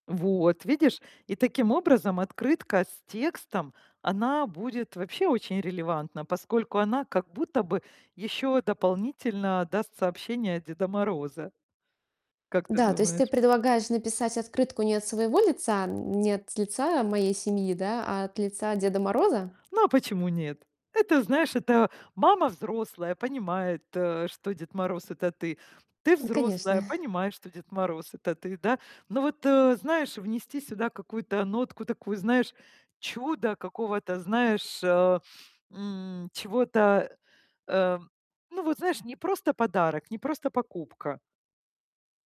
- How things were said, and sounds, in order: distorted speech; other background noise
- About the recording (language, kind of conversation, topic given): Russian, advice, Как выбрать идеальный подарок для близкого человека на любой случай?